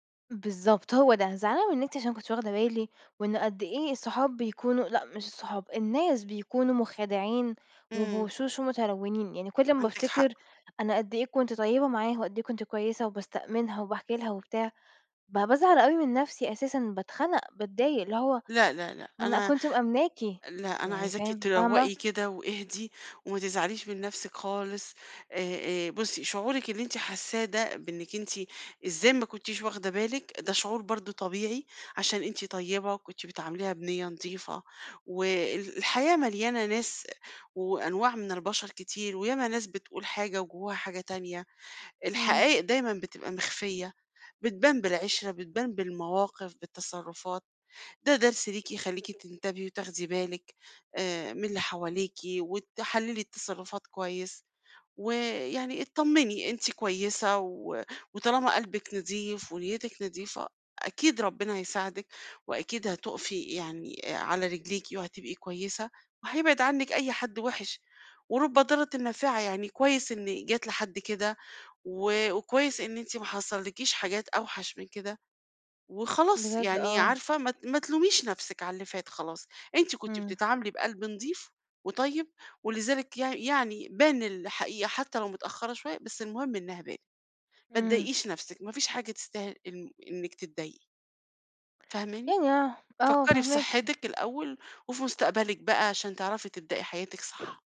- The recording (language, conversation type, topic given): Arabic, advice, إزاي بتتعاملوا مع الغيرة أو الحسد بين صحاب قريبين؟
- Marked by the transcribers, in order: unintelligible speech; other background noise